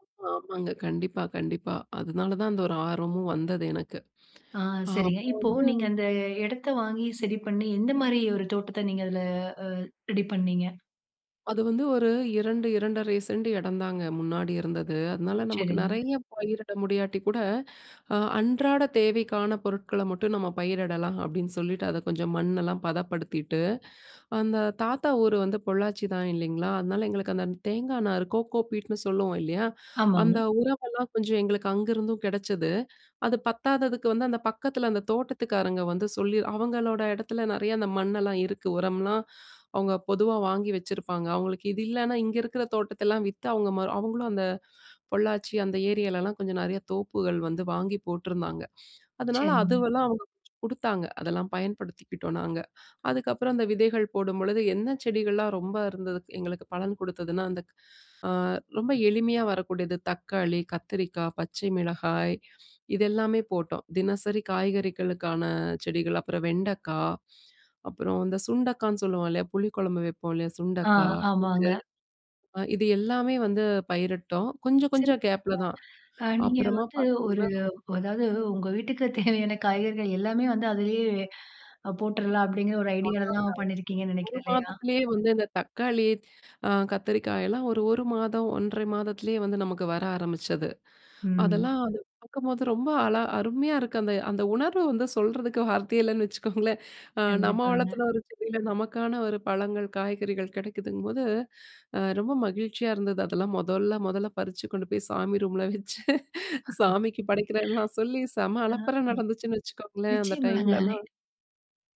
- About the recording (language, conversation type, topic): Tamil, podcast, சிறிய உணவுத் தோட்டம் நமது வாழ்க்கையை எப்படிப் மாற்றும்?
- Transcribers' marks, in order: in English: "கோக்கோ பீட்ன்னு"; other noise; other background noise; unintelligible speech; chuckle; unintelligible speech; joyful: "அந்த அந்த உணர்வு வந்து சொல்றதுக்கு … வச்சுக்கோங்களேன், அந்த டைம்லலாம்"; laugh